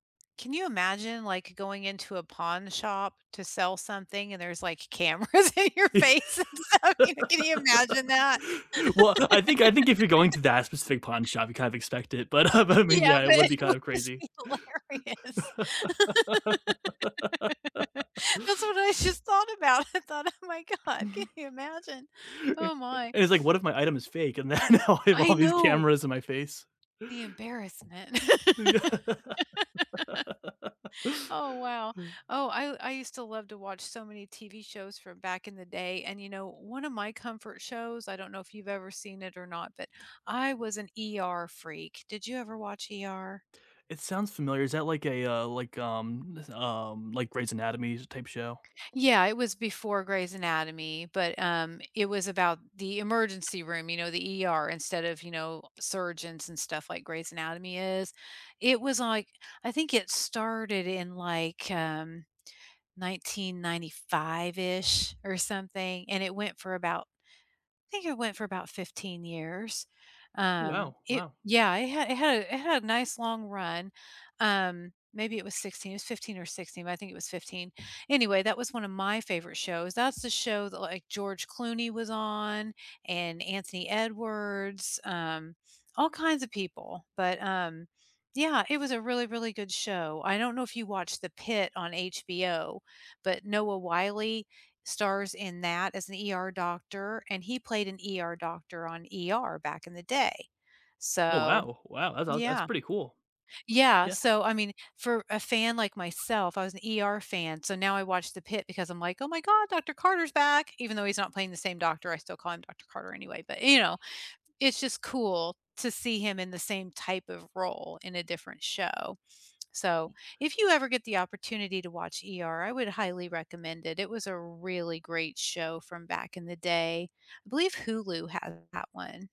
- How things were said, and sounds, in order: other background noise; laugh; laughing while speaking: "in your face and stuff, you know"; laugh; laughing while speaking: "but"; laughing while speaking: "it would just be hilarious"; laugh; laugh; chuckle; laughing while speaking: "then I have"; laugh; tapping; laughing while speaking: "Yeah"; laugh; background speech
- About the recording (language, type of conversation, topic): English, unstructured, Which comfort shows do you rewatch to boost your mood, and what makes them feel like home?
- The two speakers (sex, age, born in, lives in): female, 50-54, United States, United States; male, 30-34, United States, United States